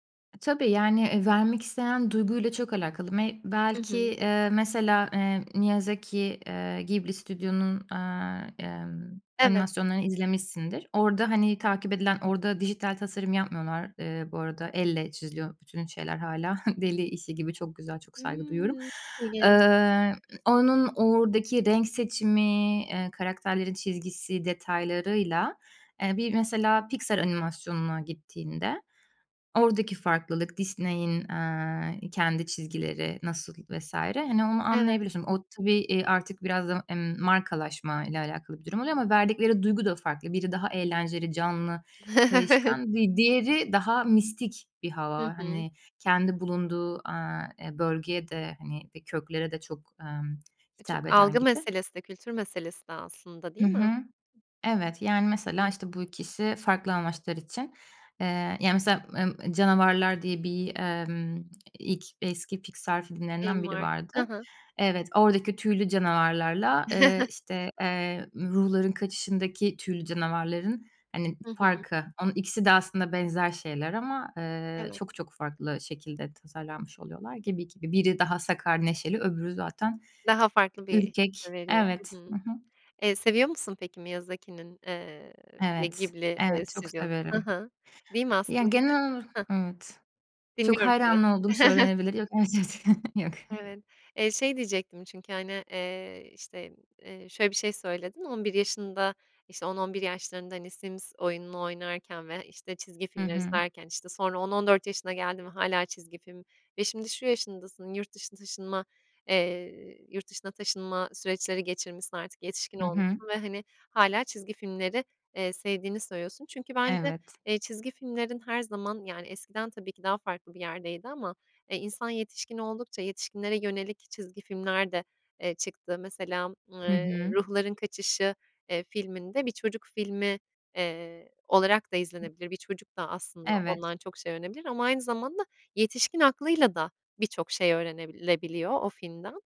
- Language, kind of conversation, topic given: Turkish, podcast, Bir karakteri oluştururken nereden başlarsın?
- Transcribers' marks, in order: chuckle; drawn out: "Hıı"; chuckle; unintelligible speech; chuckle; unintelligible speech; chuckle; laughing while speaking: "Yok, evet, evet, yok"; other noise